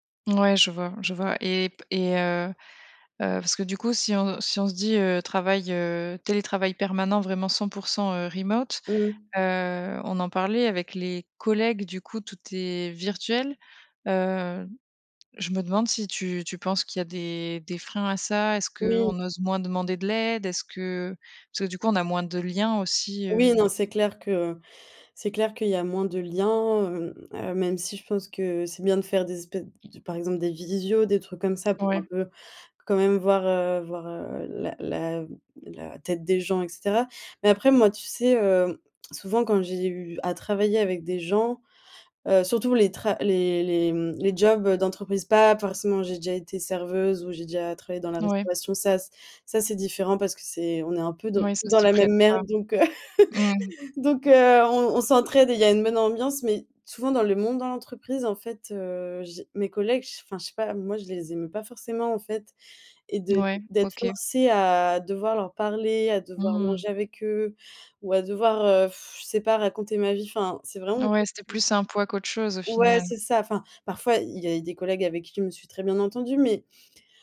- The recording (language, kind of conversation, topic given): French, podcast, Que penses-tu, honnêtement, du télétravail à temps plein ?
- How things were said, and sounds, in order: in English: "remote"; chuckle; drawn out: "à"; sigh; unintelligible speech